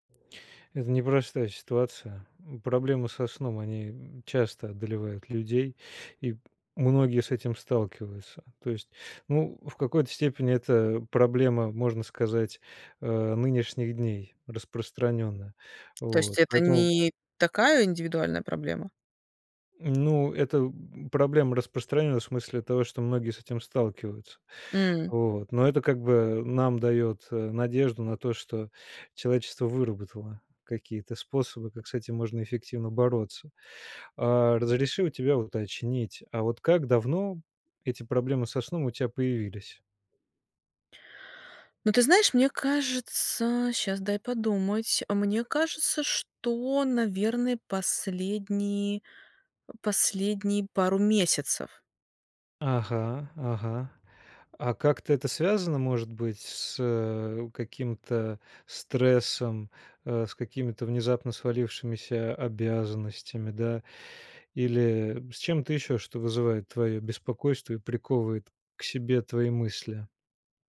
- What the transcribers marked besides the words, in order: tapping
- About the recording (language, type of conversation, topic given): Russian, advice, Почему у меня проблемы со сном и почему не получается придерживаться режима?